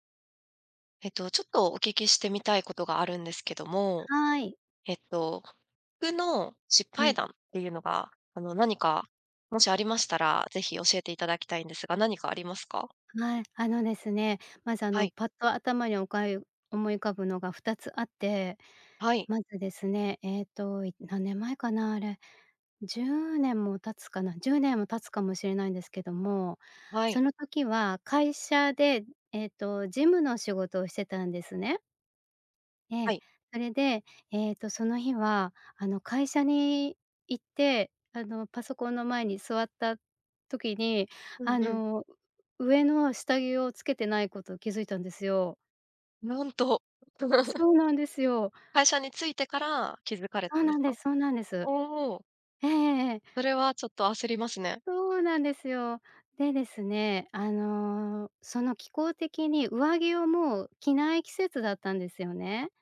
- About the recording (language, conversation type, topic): Japanese, podcast, 服の失敗談、何かある？
- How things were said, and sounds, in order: laugh